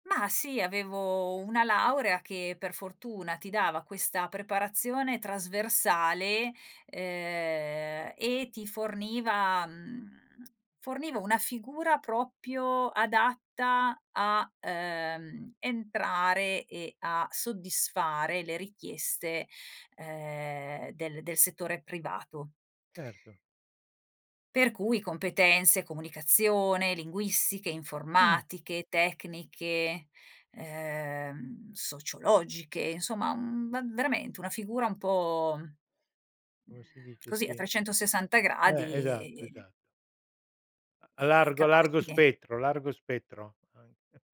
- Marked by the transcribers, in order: drawn out: "uhm"; tapping; drawn out: "mhmm"; tsk; "proprio" said as "propio"; laughing while speaking: "anche"; chuckle
- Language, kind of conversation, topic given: Italian, podcast, Come hai scelto se continuare gli studi o entrare nel mondo del lavoro?